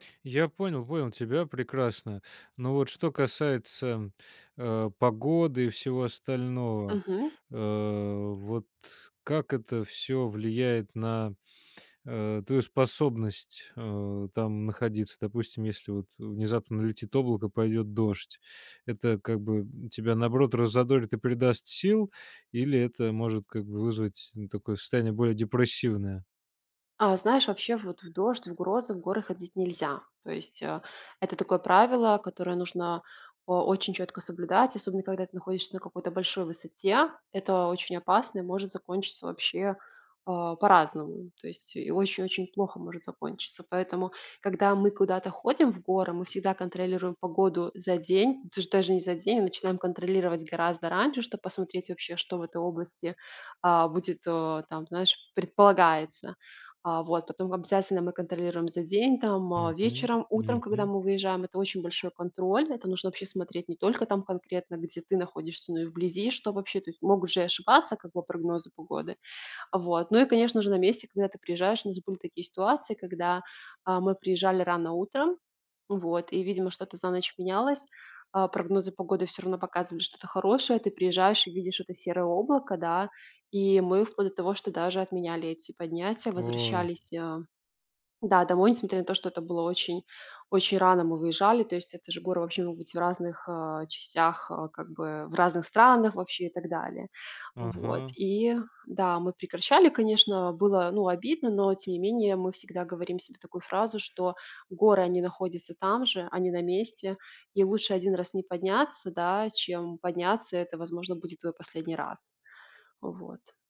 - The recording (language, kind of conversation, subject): Russian, podcast, Какие планы или мечты у тебя связаны с хобби?
- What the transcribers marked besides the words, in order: none